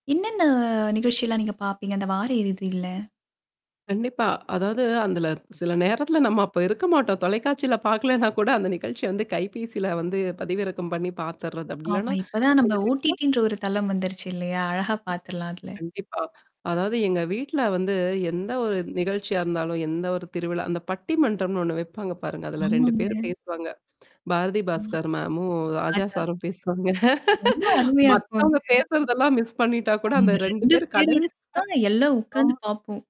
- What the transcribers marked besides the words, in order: static; "அதுல" said as "அந்தல"; laughing while speaking: "சில நேரத்தல நம்ம அப்ப இருக்க … பதிவிறக்கம் பண்ணீ பாத்துர்றது"; unintelligible speech; distorted speech; in English: "மேமும்"; laughing while speaking: "மத்தவங்க பேசுறதெல்லாம் மிஸ் பண்ணிட்டா கூட அந்த ரெண்டு பேரும் கடைசியா"; in English: "மிஸ்"
- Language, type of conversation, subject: Tamil, podcast, நம்ம ஊர் கலாச்சாரம் தொலைக்காட்சி நிகழ்ச்சிகளில் எப்படி பிரதிபலிக்க வேண்டும் என்று நீங்கள் நினைக்கிறீர்களா?